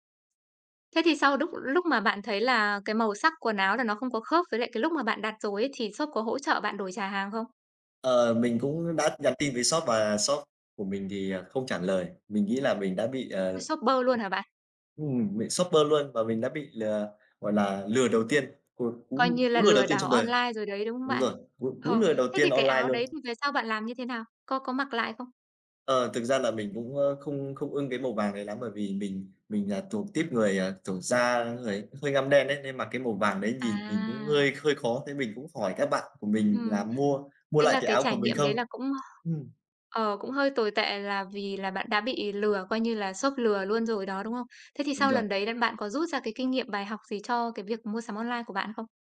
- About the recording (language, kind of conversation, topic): Vietnamese, podcast, Bạn có thể kể về lần mua sắm trực tuyến khiến bạn ấn tượng nhất không?
- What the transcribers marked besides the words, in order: other background noise; tapping; other street noise